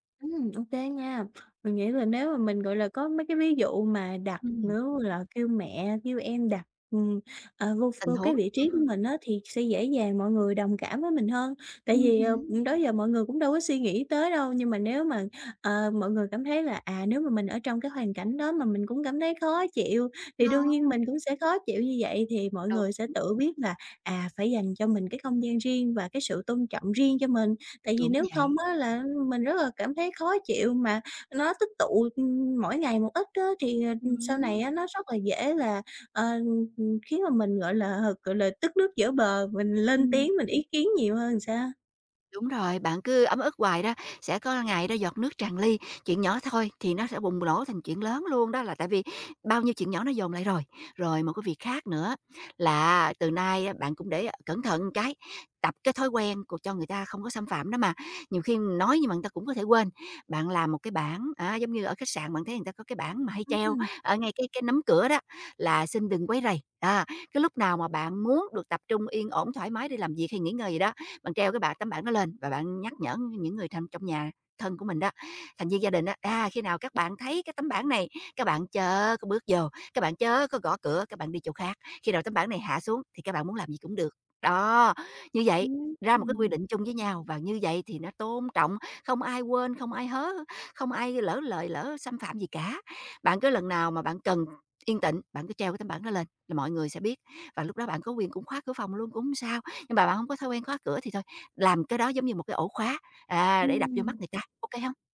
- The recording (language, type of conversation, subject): Vietnamese, advice, Làm sao để giữ ranh giới và bảo vệ quyền riêng tư với người thân trong gia đình mở rộng?
- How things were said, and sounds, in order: tapping; other background noise